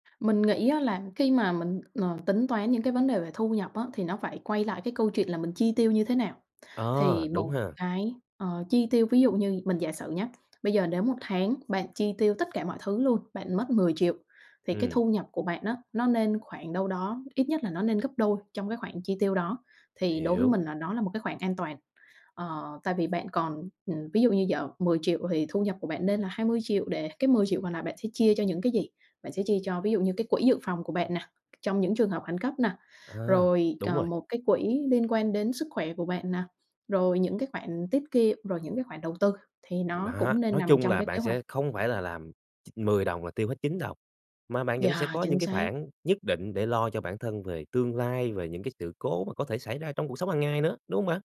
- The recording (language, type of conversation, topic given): Vietnamese, podcast, Bạn cân nhắc thế nào giữa an toàn tài chính và tự do cá nhân?
- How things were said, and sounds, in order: none